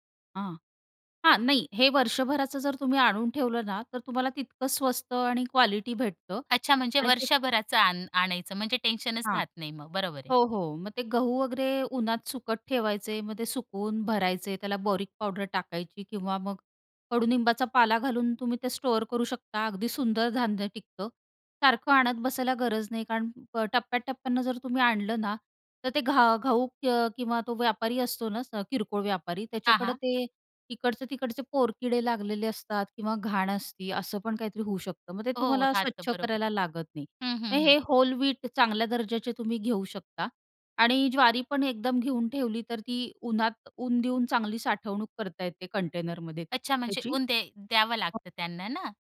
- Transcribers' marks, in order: other noise
- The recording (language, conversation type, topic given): Marathi, podcast, बजेट लक्षात ठेवून प्रेमाने अन्न कसे तयार करता?